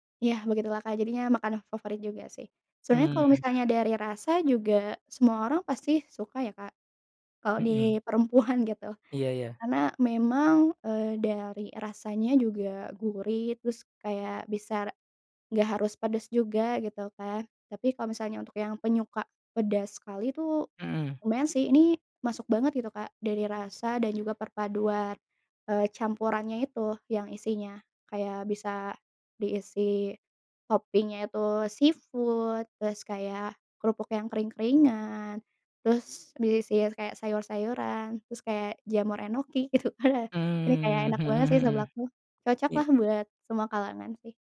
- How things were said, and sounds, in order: in English: "topping-nya"; in English: "seafood"; laughing while speaking: "gitu kan ya"
- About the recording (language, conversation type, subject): Indonesian, podcast, Apa makanan kaki lima favoritmu, dan kenapa kamu menyukainya?